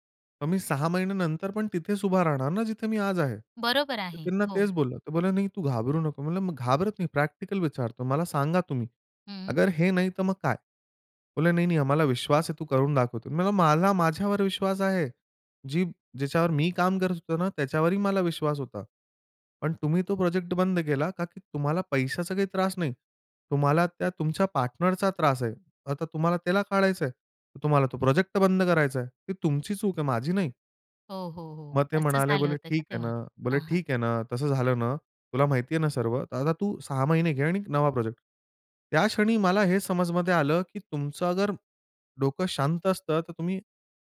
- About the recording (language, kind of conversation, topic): Marathi, podcast, एखाद्या मोठ्या अपयशामुळे तुमच्यात कोणते बदल झाले?
- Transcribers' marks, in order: none